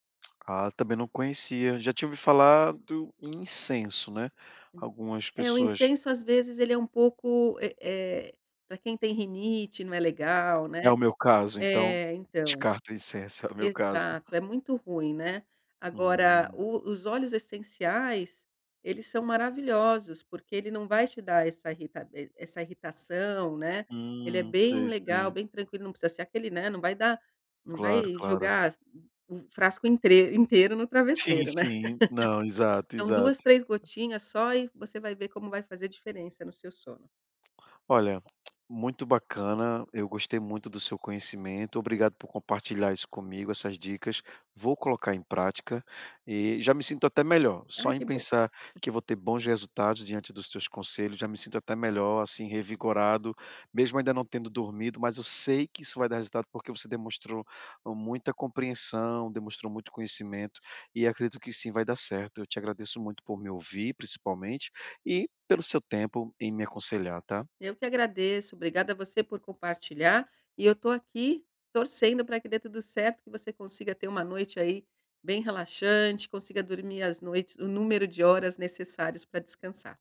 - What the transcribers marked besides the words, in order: tapping; "inteiro-" said as "intreiro"; laugh; laugh
- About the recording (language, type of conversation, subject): Portuguese, advice, Como posso criar uma rotina de sono mais relaxante e consistente?